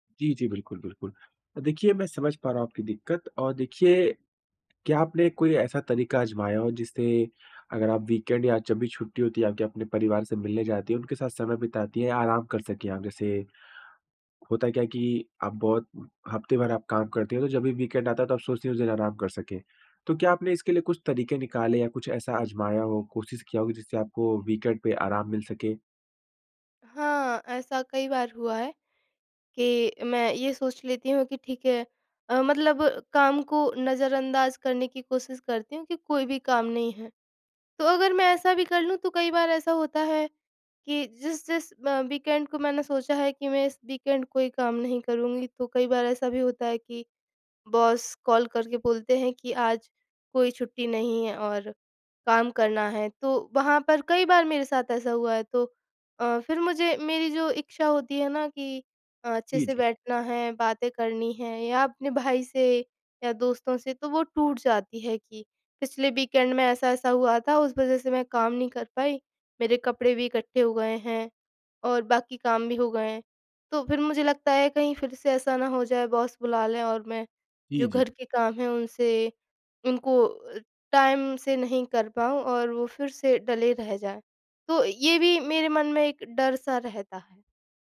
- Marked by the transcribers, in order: in English: "वीकेंड"; in English: "वीकेंड"; in English: "वीकेंड"; in English: "वीकेंड"; in English: "वीकेंड"; in English: "वीकेंड"; in English: "टाइम"
- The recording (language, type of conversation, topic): Hindi, advice, छुट्टियों या सप्ताहांत में भी काम के विचारों से मन को आराम क्यों नहीं मिल पाता?
- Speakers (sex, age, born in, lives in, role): female, 25-29, India, India, user; male, 25-29, India, India, advisor